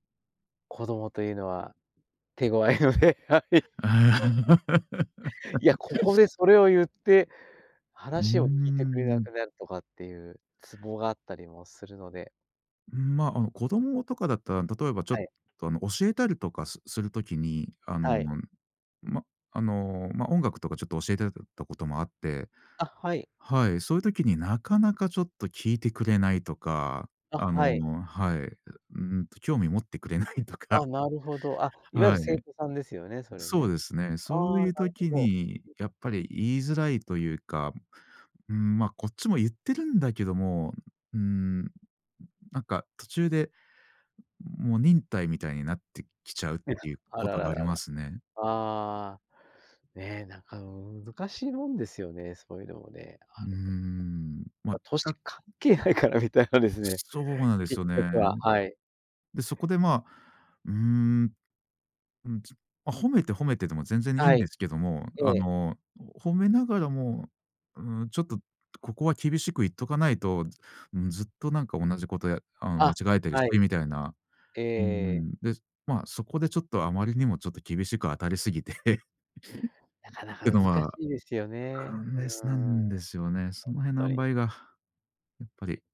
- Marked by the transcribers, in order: laughing while speaking: "ので、はい"; laugh; other noise; unintelligible speech; laughing while speaking: "ないから、みたいなですね"; "マイナス" said as "アイナス"
- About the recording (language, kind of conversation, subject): Japanese, podcast, 言いにくいことを相手に上手に伝えるには、どんなコツがありますか？